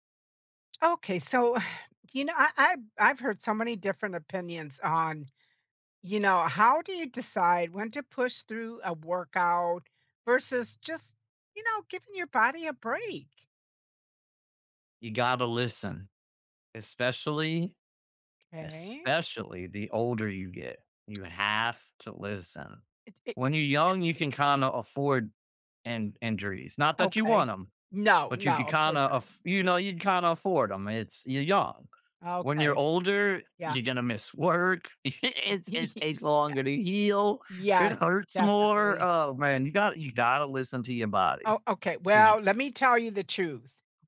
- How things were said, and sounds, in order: other background noise; sigh; chuckle; giggle
- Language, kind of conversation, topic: English, unstructured, How should I decide whether to push through a workout or rest?